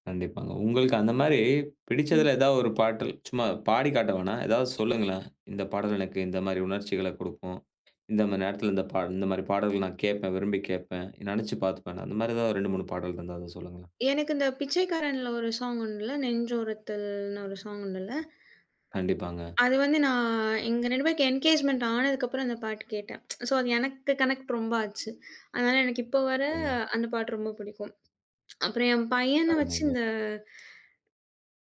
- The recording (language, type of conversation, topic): Tamil, podcast, சினிமா இசை உங்கள் பாடல் ரசனையை எந்த அளவுக்கு பாதித்திருக்கிறது?
- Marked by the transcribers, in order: "பாடல்" said as "பாட்டல்"; other noise; in English: "எங்கேஜ்மெண்ட்"; other background noise; tsk; in English: "ஸோ"; in English: "கனெக்ட்"; unintelligible speech